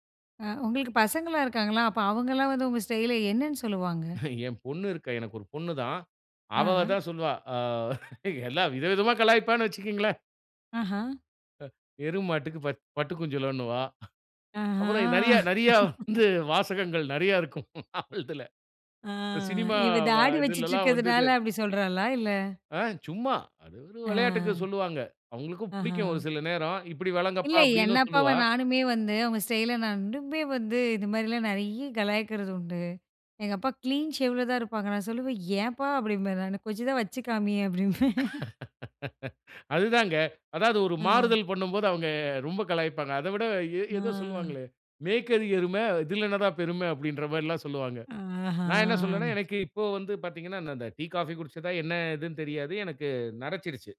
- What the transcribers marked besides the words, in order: chuckle; laughing while speaking: "ஆ எல்லா வித விதமா கலாய்ப்பான்னு வச்சுக்கேங்களேன்"; laughing while speaking: "அ எரும மாட்டுக்கு ப பட்டு … வ இதுலெல்லாம் வந்தது"; drawn out: "ஆஹா"; laugh; in English: "கிளீன் ஷேவ்ல"; laughing while speaking: "அப்டிம்பேன்"; laughing while speaking: "அது தாங்க. அதாவது ஒரு மாறுதல் … நான் என்ன சொல்லுவேண்னா"; drawn out: "ஆஹா"
- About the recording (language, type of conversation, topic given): Tamil, podcast, நீங்கள் உங்கள் ஸ்டைலை எப்படி வர்ணிப்பீர்கள்?